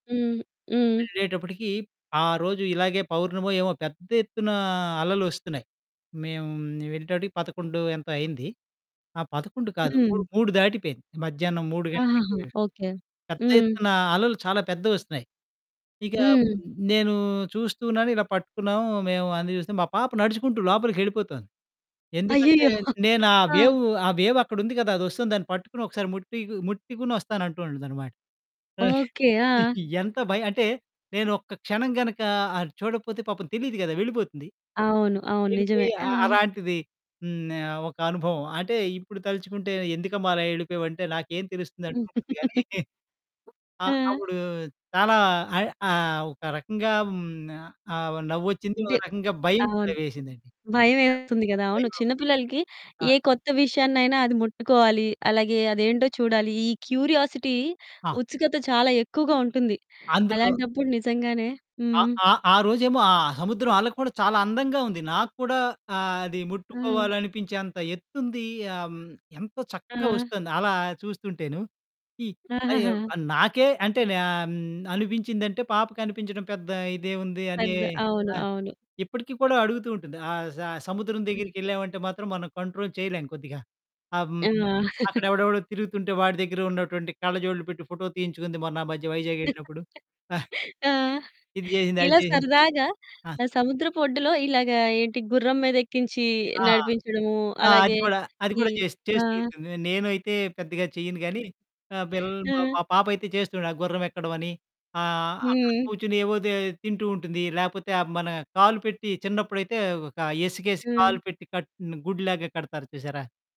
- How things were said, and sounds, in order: in English: "వేవ్"; other background noise; chuckle; laugh; distorted speech; chuckle; in English: "క్యూరియాసిటీ"; in English: "కంట్రోల్"; chuckle; laugh; chuckle
- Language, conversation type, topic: Telugu, podcast, సముద్రం చూస్తే నీకు వచ్చే భావనలు ఏమిటి?